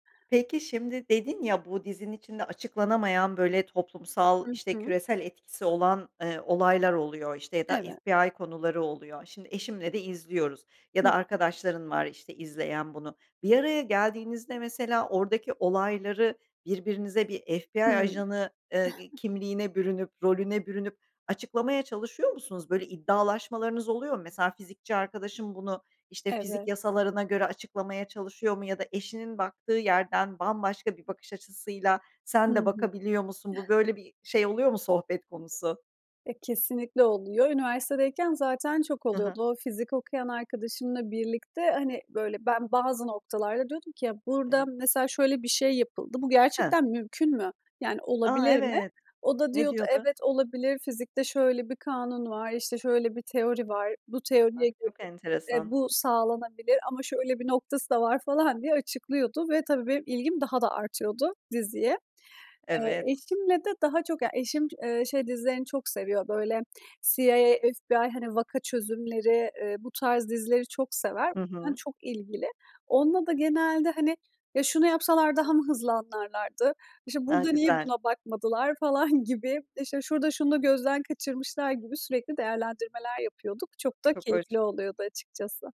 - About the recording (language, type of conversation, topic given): Turkish, podcast, Hangi dizi seni bambaşka bir dünyaya sürükledi, neden?
- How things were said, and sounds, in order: chuckle; chuckle; unintelligible speech; other background noise